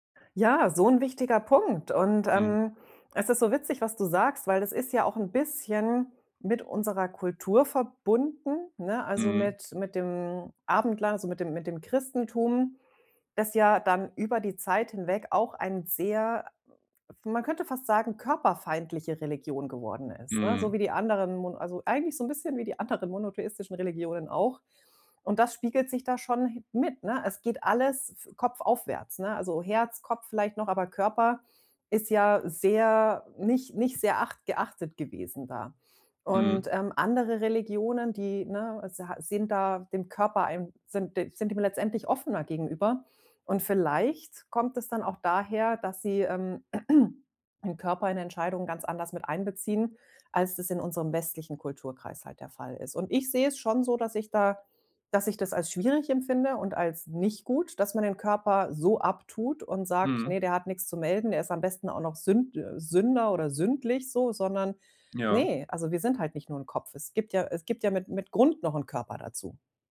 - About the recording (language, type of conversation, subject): German, podcast, Erzähl mal von einer Entscheidung, bei der du auf dein Bauchgefühl gehört hast?
- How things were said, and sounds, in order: throat clearing